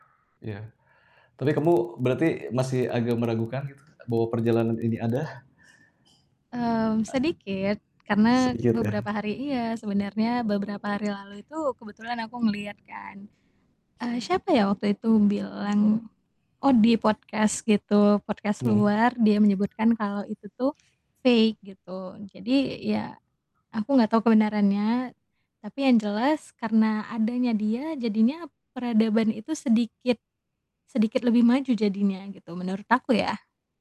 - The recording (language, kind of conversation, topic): Indonesian, unstructured, Bagaimana pendapatmu tentang perjalanan manusia pertama ke bulan?
- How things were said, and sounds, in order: distorted speech; other background noise; in English: "podcast"; in English: "podcast"; in English: "fake"; tapping